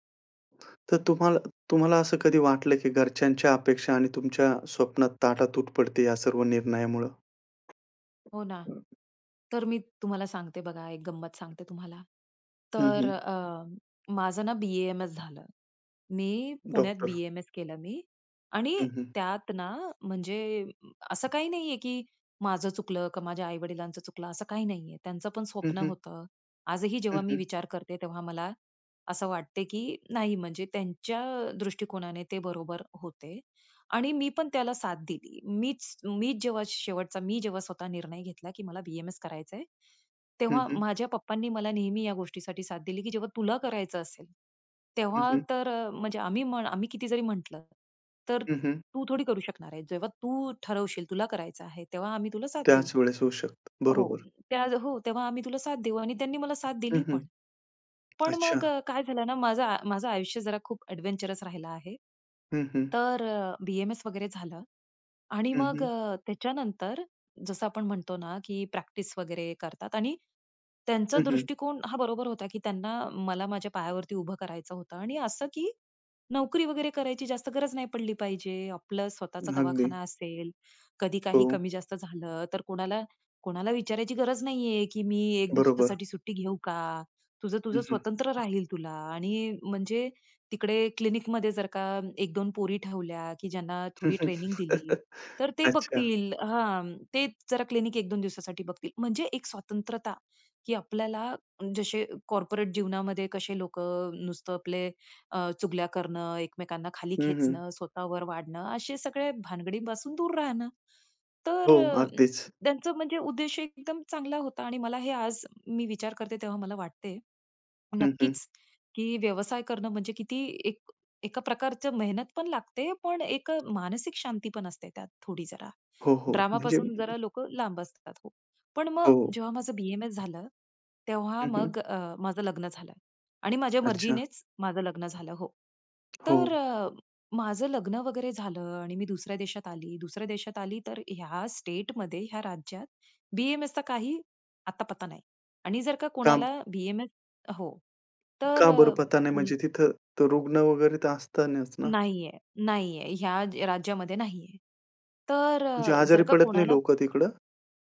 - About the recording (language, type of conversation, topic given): Marathi, podcast, निर्णय घेताना कुटुंबाचा दबाव आणि स्वतःचे ध्येय तुम्ही कसे जुळवता?
- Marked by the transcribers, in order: other background noise; tapping; in English: "एडव्हेंचरस"; laugh; in English: "कॉर्पोरेट"; unintelligible speech; in English: "स्टेटमध्ये"; unintelligible speech; "असतीलच" said as "असतानीच"